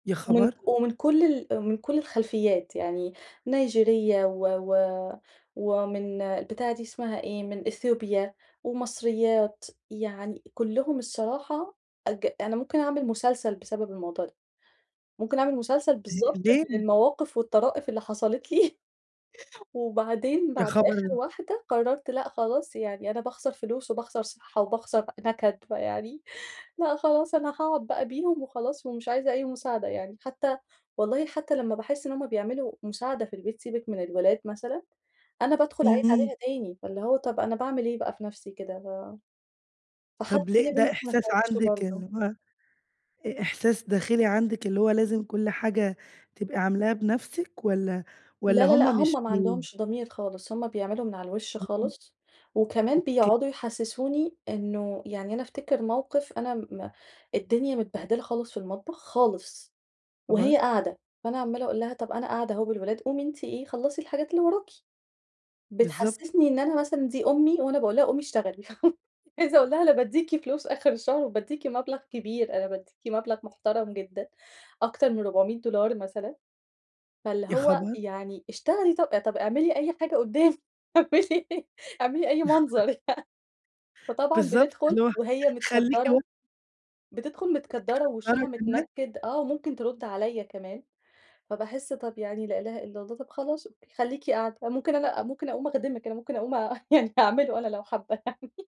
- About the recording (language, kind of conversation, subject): Arabic, advice, إزاي أنظم وقت أجازتي وأنا عندي جدول يومي مليان؟
- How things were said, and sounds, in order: chuckle; chuckle; laugh; laughing while speaking: "قدامي اعملي اعملي أي منظر يعني"; laugh; unintelligible speech; other background noise; laughing while speaking: "يعني أعمله أنا، لو حابة يعني"